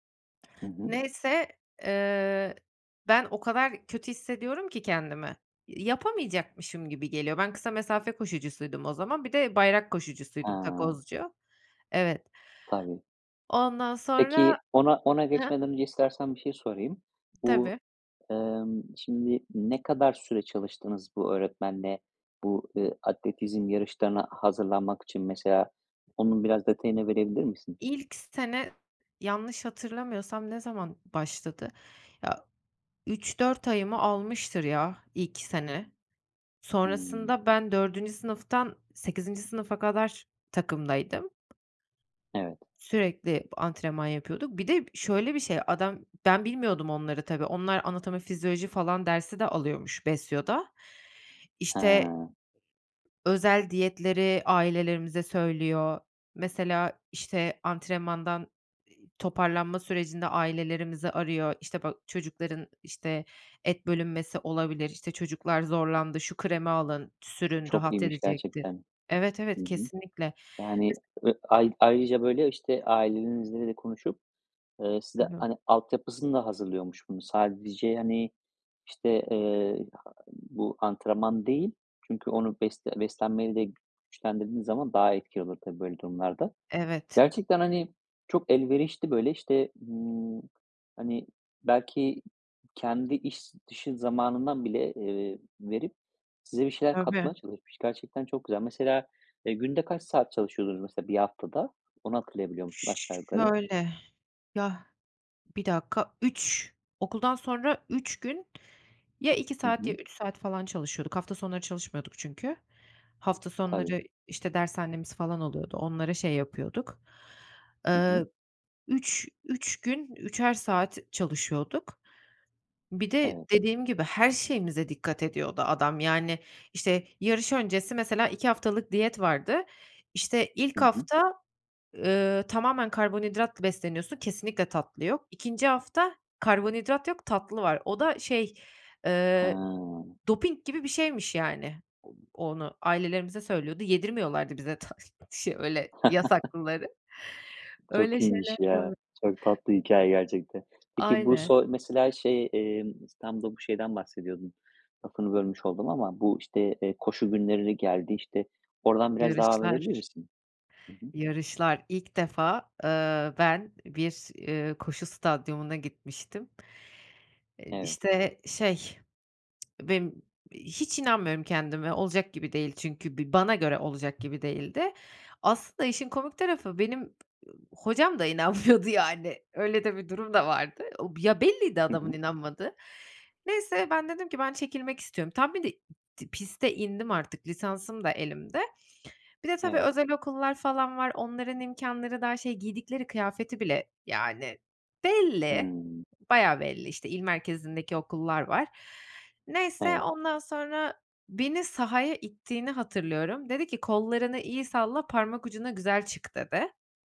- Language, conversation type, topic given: Turkish, podcast, Bir öğretmen seni en çok nasıl etkiler?
- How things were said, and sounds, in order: other background noise; unintelligible speech; tapping; laughing while speaking: "ta"; chuckle; laughing while speaking: "inanmıyordu"